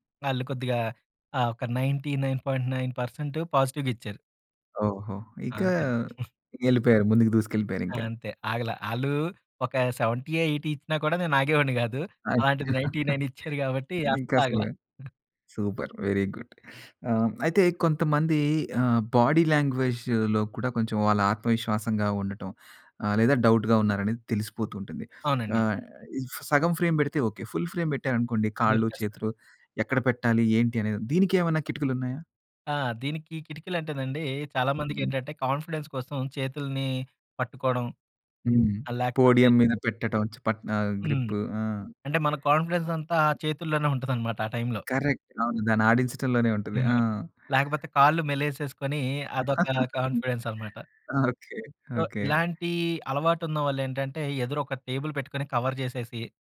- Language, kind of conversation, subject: Telugu, podcast, కెమెరా ముందు ఆత్మవిశ్వాసంగా కనిపించేందుకు సులభమైన చిట్కాలు ఏమిటి?
- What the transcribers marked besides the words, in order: in English: "నైంటీ నైన్ పాయింట్ నైన్ పర్సెంట్ పాజిటివ్‌గా"; giggle; in English: "సెవెంటీ ఎయిటీ"; chuckle; in English: "నైంటీ నైన్"; in English: "సూపర్! వెరీ గుడ్"; other noise; in English: "బాడీ లాంగ్వేజ్‌లో"; in English: "డౌట్‌గా"; in English: "ఫ్రేమ్"; in English: "ఫుల్ ఫ్రేమ్"; other background noise; in English: "కాన్ఫిడెన్స్"; in English: "పోడియం"; in English: "గ్రిప్"; in English: "కాన్ఫిడెన్స్"; in English: "కరెక్ట్"; in English: "కాన్ఫిడెన్స్"; giggle; in English: "సో"; in English: "టేబుల్"; in English: "కవర్"